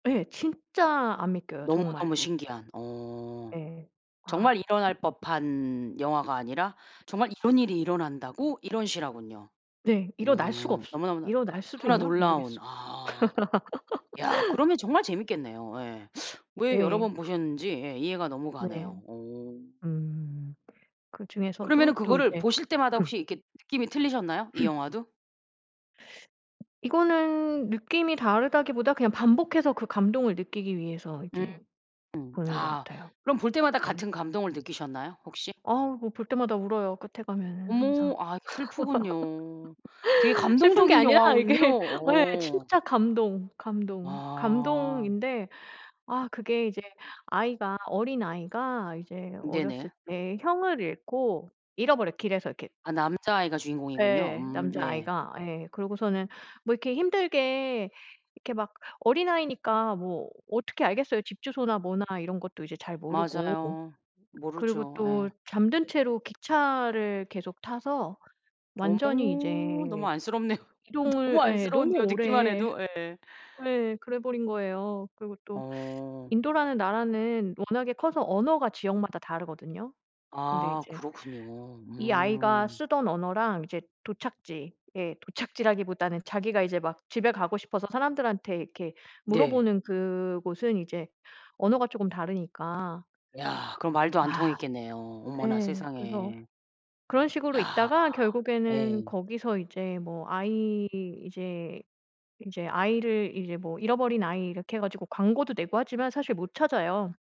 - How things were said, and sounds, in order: other background noise; laugh; throat clearing; tapping; laugh; laughing while speaking: "이게 네"; laughing while speaking: "도착지라기보다는"
- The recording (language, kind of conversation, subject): Korean, podcast, 최근에 본 영화 중에서 가장 인상 깊었던 작품은 무엇인가요?